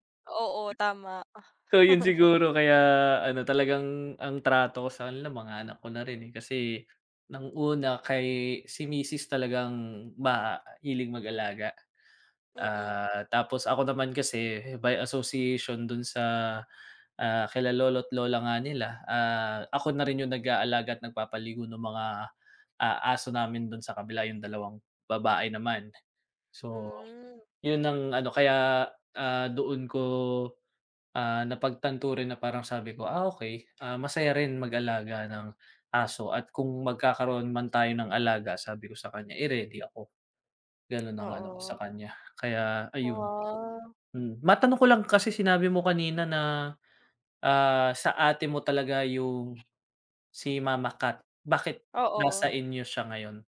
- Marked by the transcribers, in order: laugh; tapping; other background noise
- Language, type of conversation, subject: Filipino, unstructured, Ano ang pinaka-masayang karanasan mo kasama ang iyong alaga?